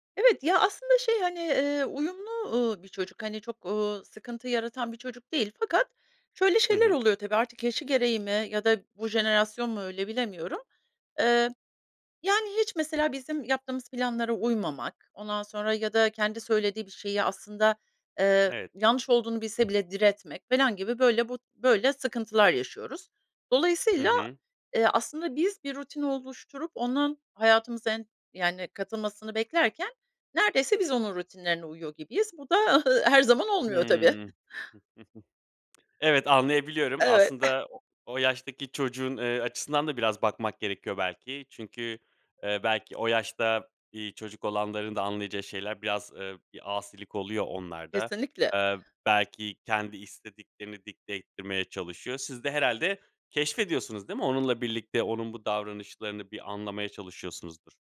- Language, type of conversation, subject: Turkish, advice, Evde çocuk olunca günlük düzeniniz nasıl tamamen değişiyor?
- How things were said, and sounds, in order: "falan" said as "felan"; tapping; scoff; chuckle; laughing while speaking: "Evet"; chuckle